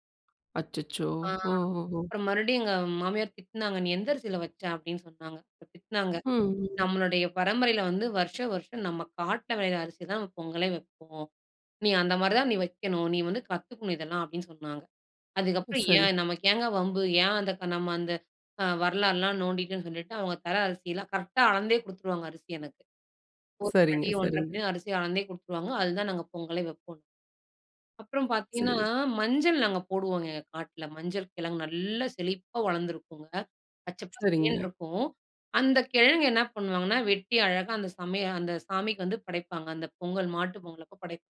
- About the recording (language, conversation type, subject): Tamil, podcast, உணவு உங்கள் கலாச்சாரத்தை எப்படி வெளிப்படுத்துகிறது?
- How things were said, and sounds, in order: other noise